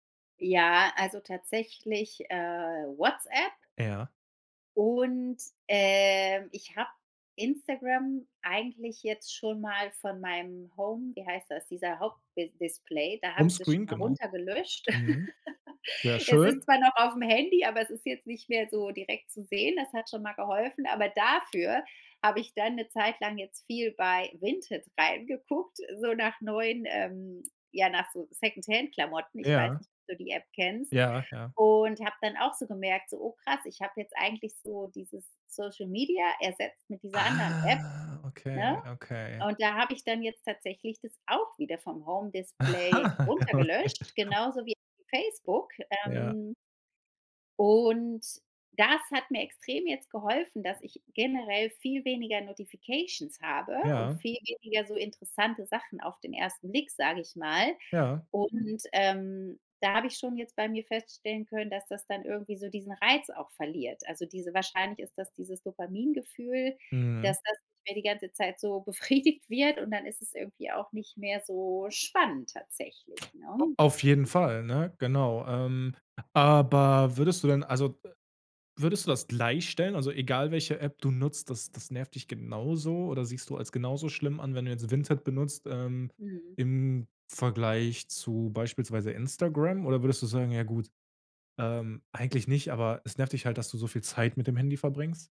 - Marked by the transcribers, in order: laugh; stressed: "dafür"; drawn out: "Ah"; stressed: "auch"; laugh; laughing while speaking: "Okay"; other background noise; drawn out: "und"; in English: "Notifications"; laughing while speaking: "befriedigt"
- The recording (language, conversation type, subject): German, podcast, Wie legst du digitale Pausen ein?